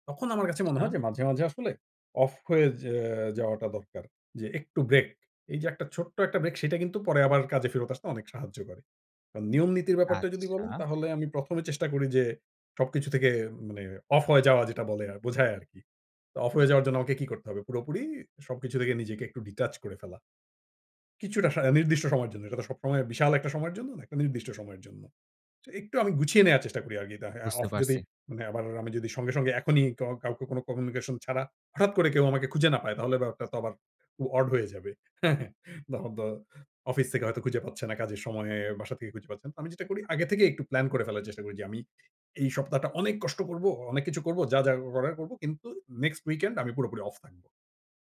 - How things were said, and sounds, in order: in English: "ব্রেক"; in English: "ডিটাচ"; in English: "নেক্সসট উইকেন্ড"
- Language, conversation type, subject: Bengali, podcast, কাজ থেকে সত্যিই ‘অফ’ হতে তোমার কি কোনো নির্দিষ্ট রীতি আছে?